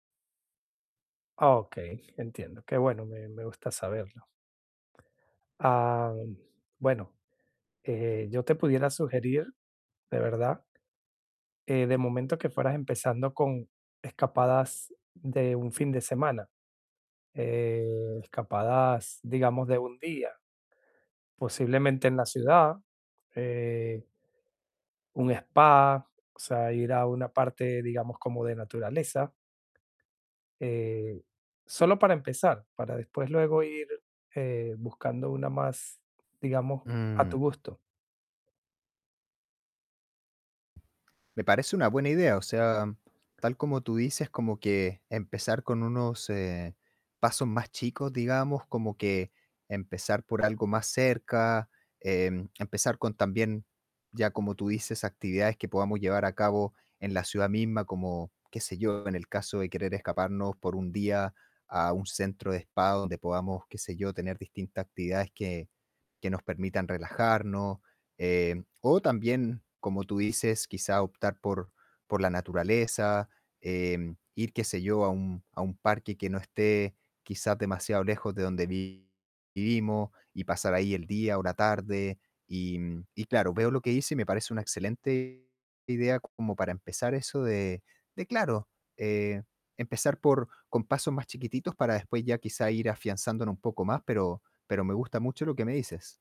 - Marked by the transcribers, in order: tapping; distorted speech
- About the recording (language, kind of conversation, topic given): Spanish, advice, ¿Cómo puedo organizar escapadas cortas si tengo poco tiempo disponible?